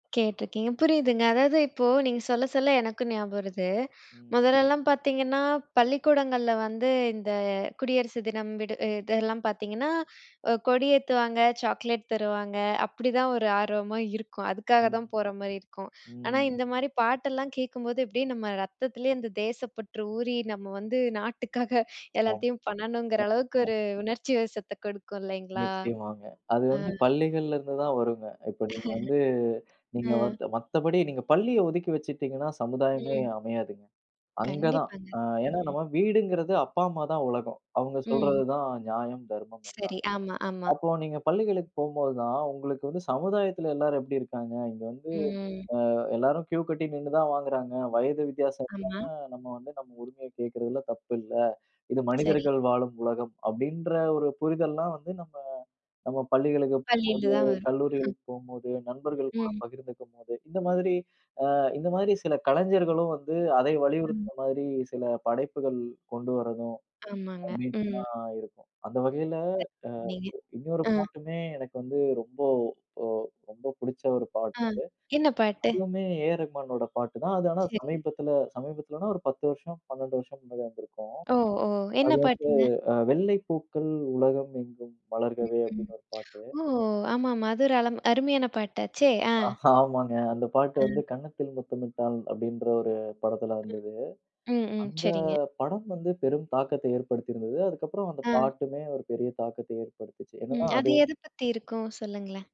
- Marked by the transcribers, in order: laughing while speaking: "நாட்டுக்காக"; other background noise; laugh; drawn out: "ம்"; snort; unintelligible speech; laughing while speaking: "ஆமாங்க"; other noise
- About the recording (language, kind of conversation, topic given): Tamil, podcast, இளமையில் கேட்டு வந்த ஒரு பாடலை நீங்கள் இன்னும் விரும்பிக் கேட்கிறீர்களா?